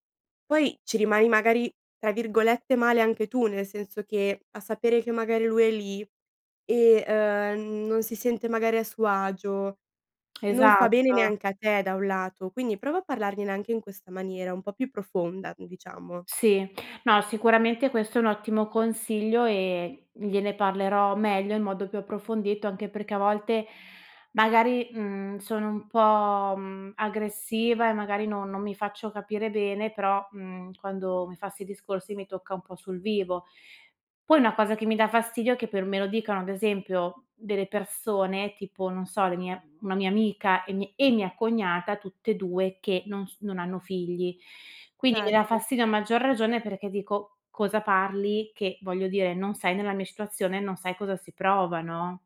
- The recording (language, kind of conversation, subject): Italian, advice, Come ti senti all’idea di diventare genitore per la prima volta e come vivi l’ansia legata a questo cambiamento?
- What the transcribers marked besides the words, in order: none